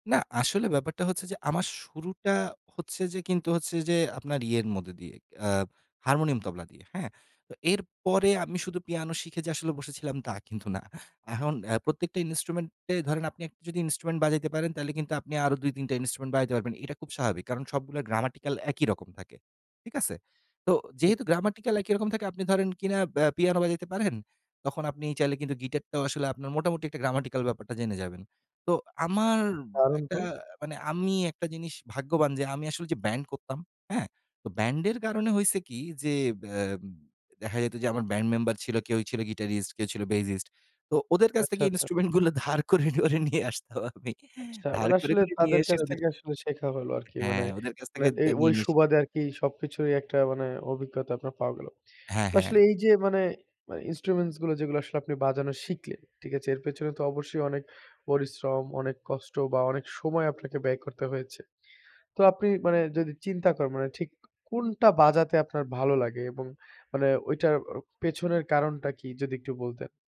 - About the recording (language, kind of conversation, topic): Bengali, podcast, ইনস্ট্রুমেন্ট বাজালে তুমি কী অনুভব করো?
- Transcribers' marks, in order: other background noise; "বাজাতে" said as "বাইতে"; laughing while speaking: "ইনস্ট্রুমেন্ট গুলা ধার করে নিয়ে আসতাম আমি"